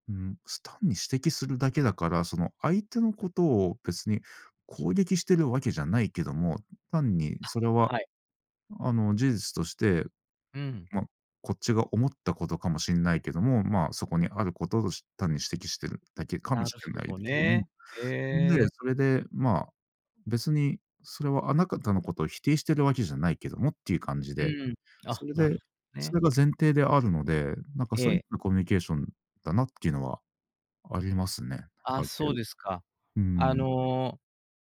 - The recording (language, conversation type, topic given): Japanese, podcast, アイデンティティが変わったと感じた経験はありますか？
- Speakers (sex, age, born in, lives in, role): male, 40-44, Japan, Japan, guest; male, 60-64, Japan, Japan, host
- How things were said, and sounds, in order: tapping; "なるほど" said as "なるふぉど"; "あなた" said as "あなかた"